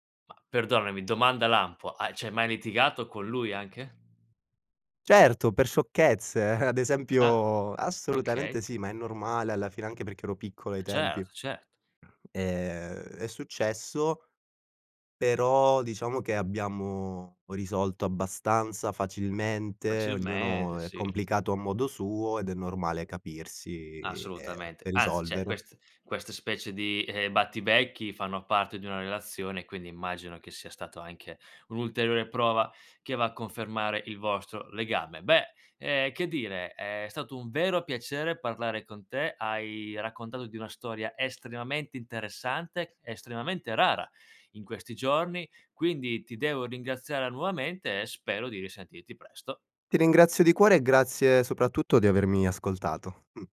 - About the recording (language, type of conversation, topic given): Italian, podcast, Com'è stato quando hai conosciuto il tuo mentore o una guida importante?
- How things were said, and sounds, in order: tapping; chuckle; "cioè" said as "ceh"